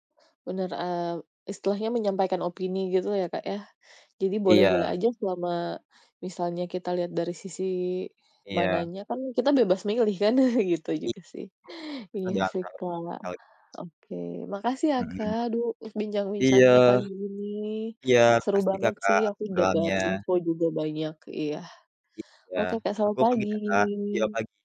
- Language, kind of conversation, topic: Indonesian, unstructured, Mengapa propaganda sering digunakan dalam perang dan politik?
- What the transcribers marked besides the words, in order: unintelligible speech; laughing while speaking: "kan"; other background noise; tapping